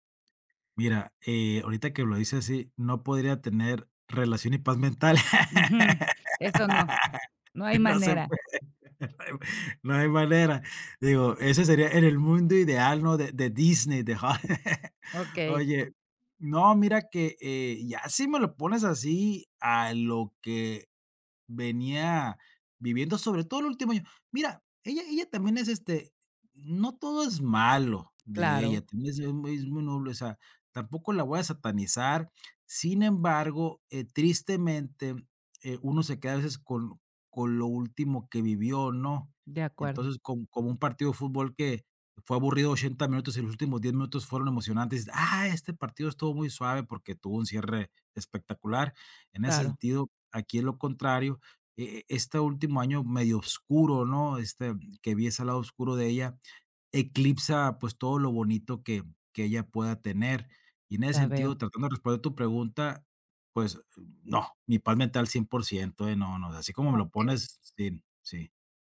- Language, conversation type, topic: Spanish, advice, ¿Cómo puedo afrontar una ruptura inesperada y sin explicación?
- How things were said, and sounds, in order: laugh; laughing while speaking: "No se puede"; laugh; tapping